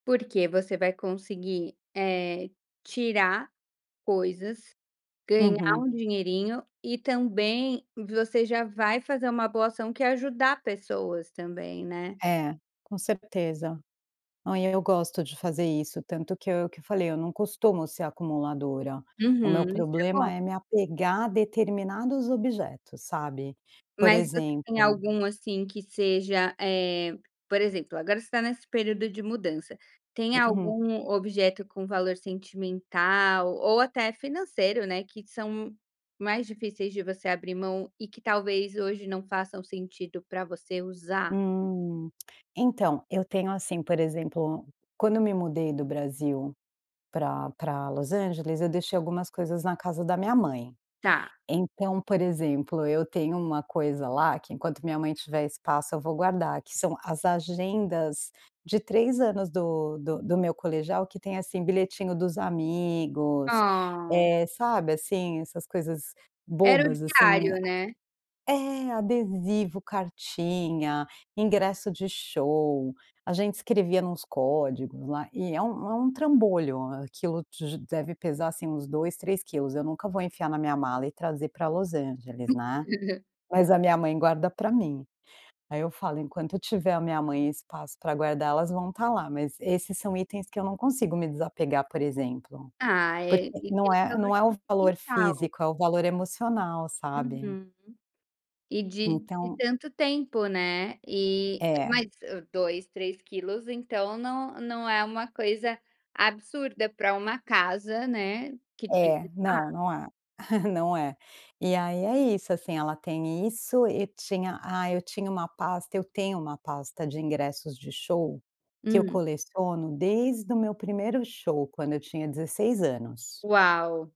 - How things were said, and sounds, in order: tongue click; drawn out: "Oh"; chuckle; unintelligible speech; other background noise; unintelligible speech; chuckle
- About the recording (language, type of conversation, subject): Portuguese, advice, Como decidir o que guardar entre muitos itens?